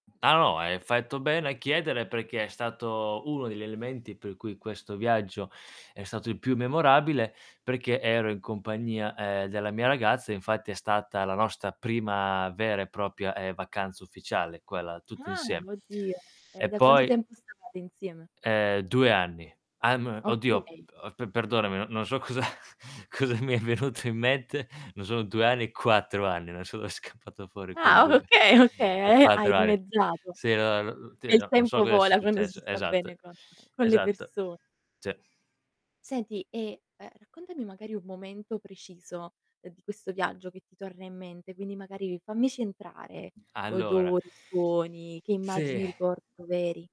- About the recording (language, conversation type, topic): Italian, podcast, Qual è stato il viaggio più memorabile della tua vita?
- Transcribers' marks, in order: "fatto" said as "faitto"; "propria" said as "propia"; static; distorted speech; giggle; laughing while speaking: "cosa mi è venuto in mente"; laughing while speaking: "non so dov'è scappato fuori quel due"; laughing while speaking: "okay, okay"; other street noise; other background noise